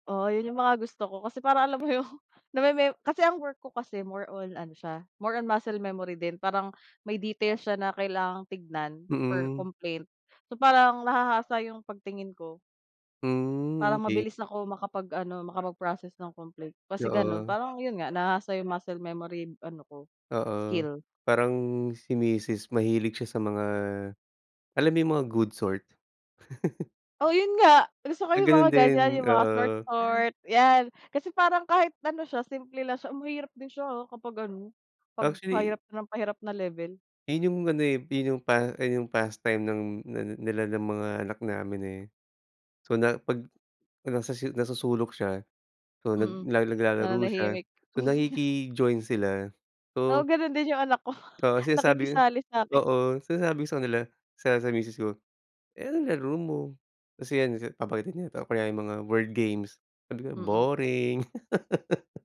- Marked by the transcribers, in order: tapping; dog barking; laugh; chuckle; laughing while speaking: "ko"; laughing while speaking: "sa'kin"; laugh
- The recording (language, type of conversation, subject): Filipino, unstructured, Anong libangan ang palagi mong ginagawa kapag may libreng oras ka?